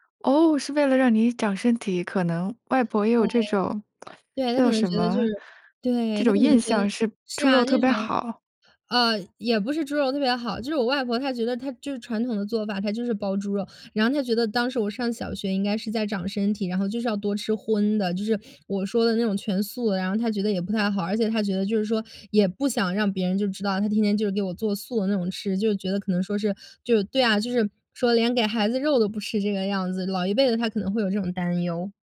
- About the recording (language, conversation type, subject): Chinese, podcast, 你家乡有哪些与季节有关的习俗？
- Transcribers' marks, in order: lip smack